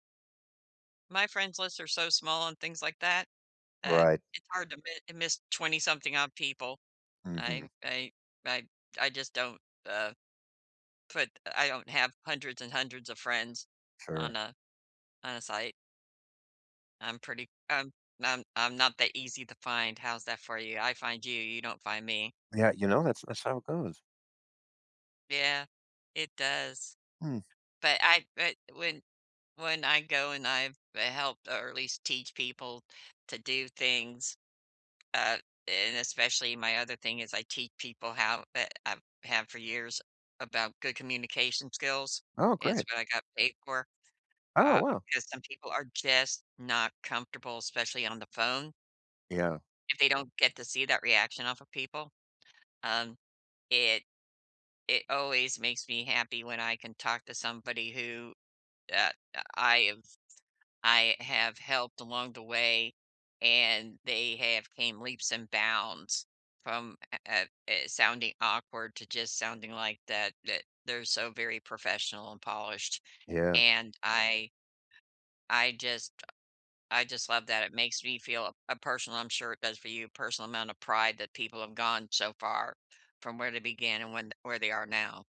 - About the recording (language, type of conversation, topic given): English, unstructured, When should I teach a friend a hobby versus letting them explore?
- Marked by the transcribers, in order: none